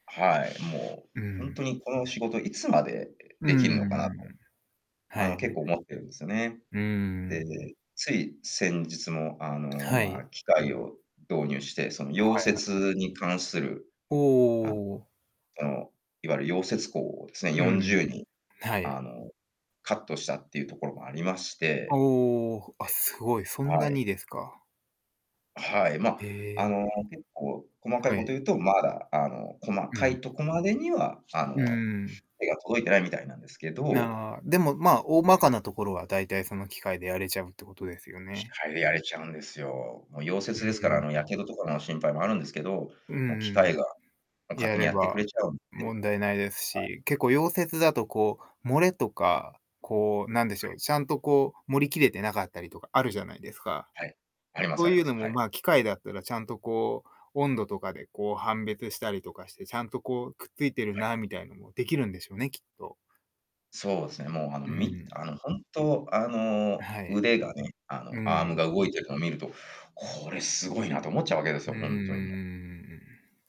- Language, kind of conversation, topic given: Japanese, unstructured, 科学は私たちの生活をどのように変えてきたと思いますか？
- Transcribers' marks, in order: tapping; distorted speech; other background noise